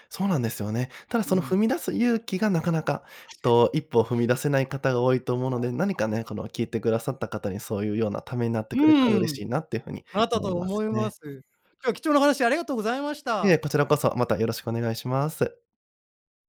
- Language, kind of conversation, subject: Japanese, podcast, 転職を考えるとき、何が決め手になりますか？
- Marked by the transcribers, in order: none